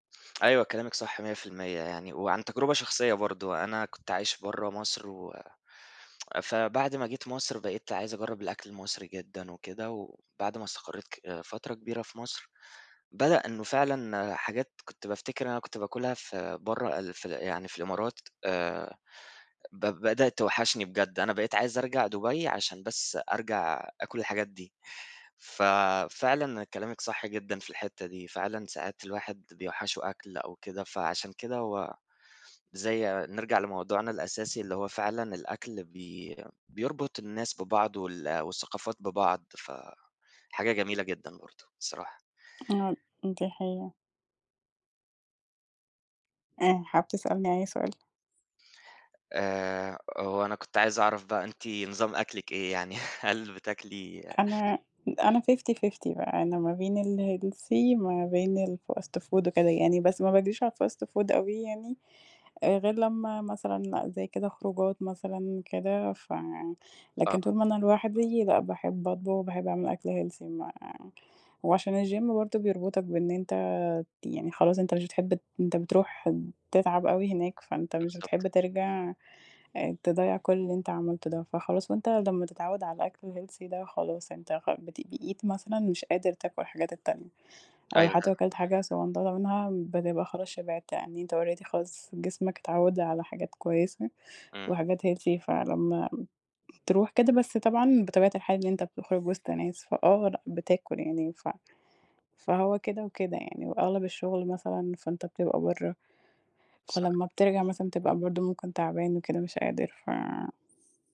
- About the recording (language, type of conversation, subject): Arabic, unstructured, هل إنت مؤمن إن الأكل ممكن يقرّب الناس من بعض؟
- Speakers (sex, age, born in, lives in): female, 25-29, Egypt, Egypt; male, 25-29, United Arab Emirates, Egypt
- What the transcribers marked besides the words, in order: tsk; unintelligible speech; chuckle; in English: "fifty fifty"; in English: "الhealthy"; in English: "الfast food"; in English: "الfast food"; in English: "healthy"; in English: "الجيم"; in English: "الhealthy"; background speech; in English: "already"; in English: "healthy"